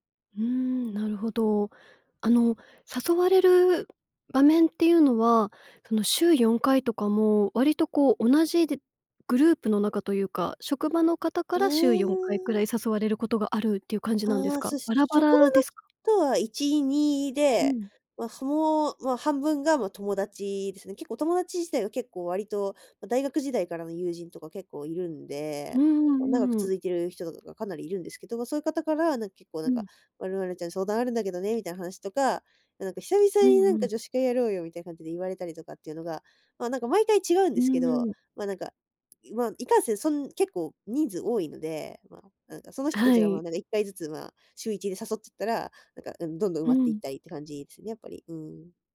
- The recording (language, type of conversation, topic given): Japanese, advice, 誘いを断れずにストレスが溜まっている
- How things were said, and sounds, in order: none